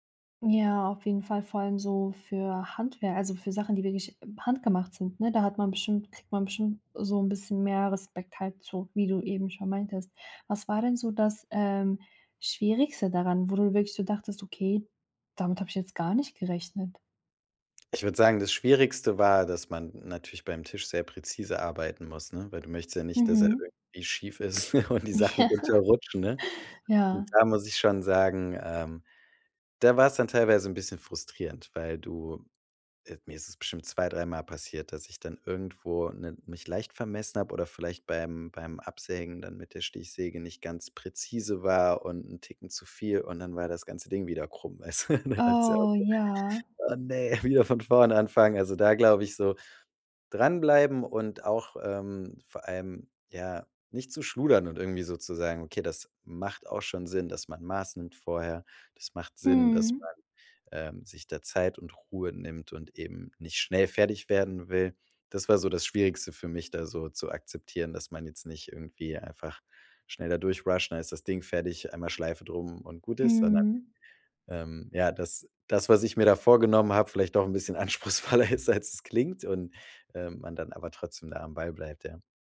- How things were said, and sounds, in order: surprised: "gar nicht"; laughing while speaking: "Ja"; laugh; laughing while speaking: "und die Sachen runterrutschen"; laughing while speaking: "du? Dann"; laugh; laughing while speaking: "wieder von vorne"; laughing while speaking: "anspruchsvoller ist als es"
- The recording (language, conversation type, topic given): German, podcast, Was war dein stolzestes Bastelprojekt bisher?
- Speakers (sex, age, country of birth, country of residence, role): female, 25-29, Germany, Germany, host; male, 35-39, Germany, Germany, guest